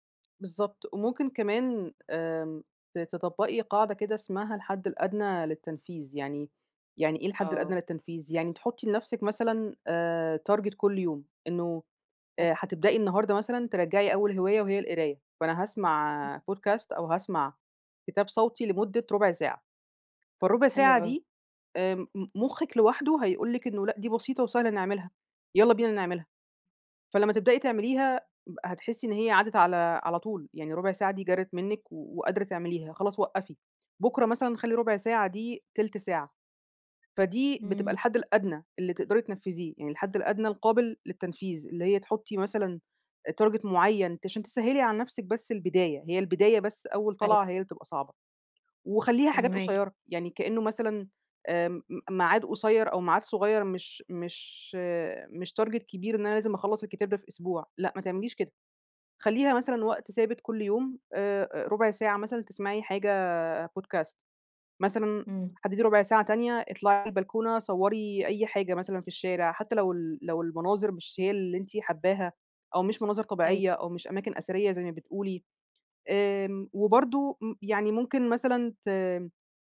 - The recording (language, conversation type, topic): Arabic, advice, ازاي أرجّع طاقتي للهوايات ولحياتي الاجتماعية؟
- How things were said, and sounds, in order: in English: "target"; in English: "Podcast"; unintelligible speech; in English: "target"; in English: "target"; in English: "Podcast"